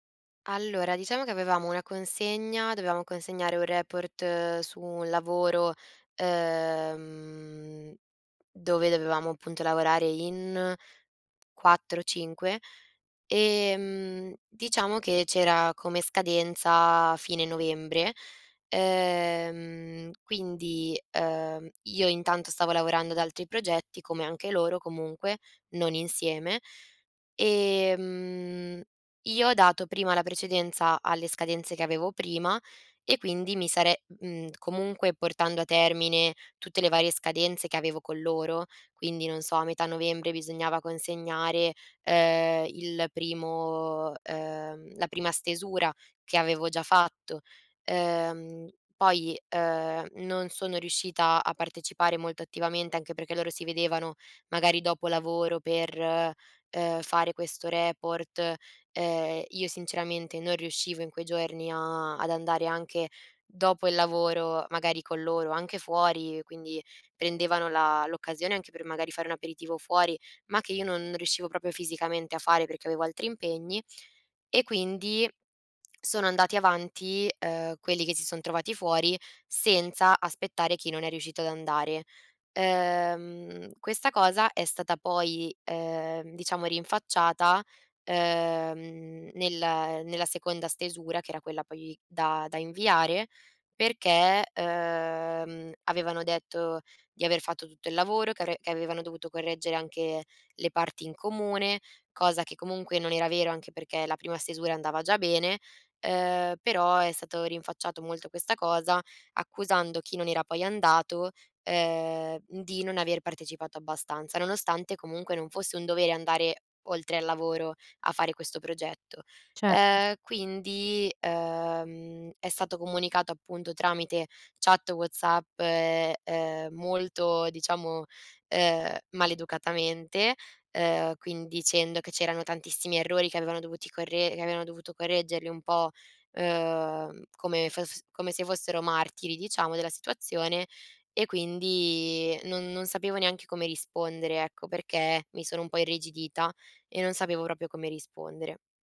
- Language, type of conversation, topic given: Italian, advice, Come posso gestire le critiche costanti di un collega che stanno mettendo a rischio la collaborazione?
- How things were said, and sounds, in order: "proprio" said as "ropio"